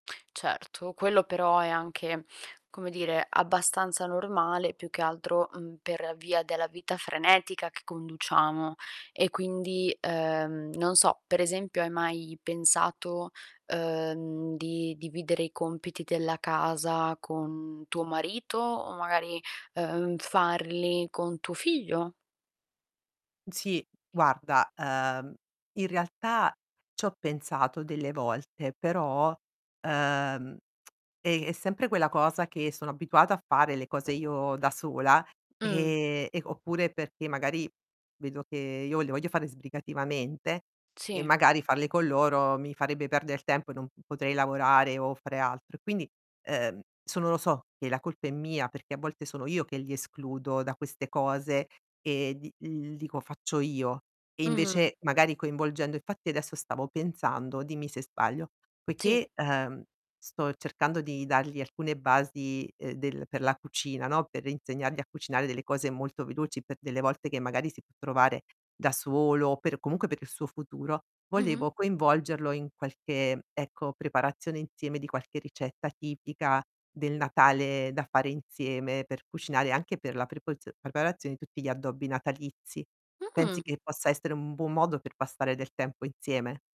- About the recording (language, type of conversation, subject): Italian, advice, Come posso gestire il senso di colpa per non passare abbastanza tempo con i miei figli?
- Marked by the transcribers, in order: static; tsk; tapping; "insieme" said as "inzieme"; "insieme" said as "inzieme"; "insieme" said as "inzieme"